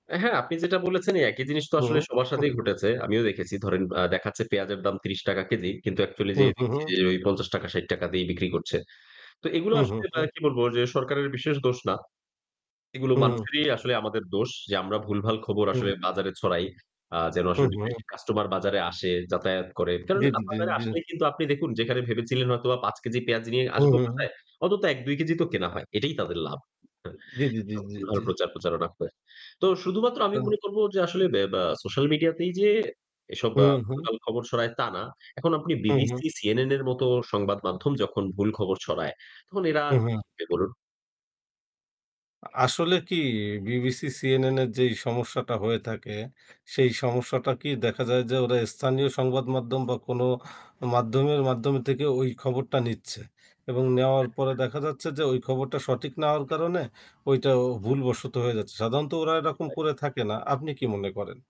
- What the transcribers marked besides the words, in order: static; distorted speech; tapping; other noise; chuckle
- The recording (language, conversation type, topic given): Bengali, unstructured, সামাজিক যোগাযোগমাধ্যমের খবর কতটা বিশ্বাসযোগ্য?